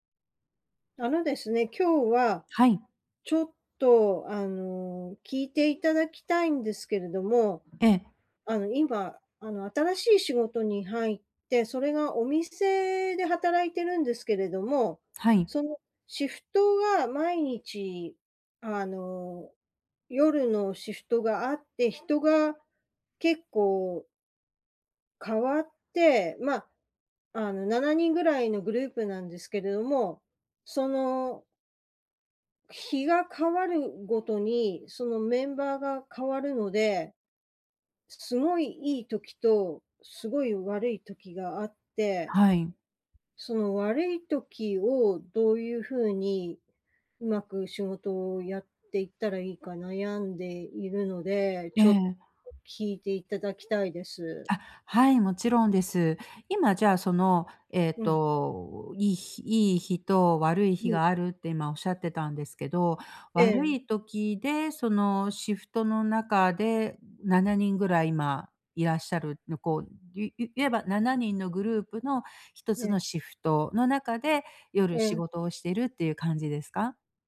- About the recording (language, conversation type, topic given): Japanese, advice, グループで自分の居場所を見つけるにはどうすればいいですか？
- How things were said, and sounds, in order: tapping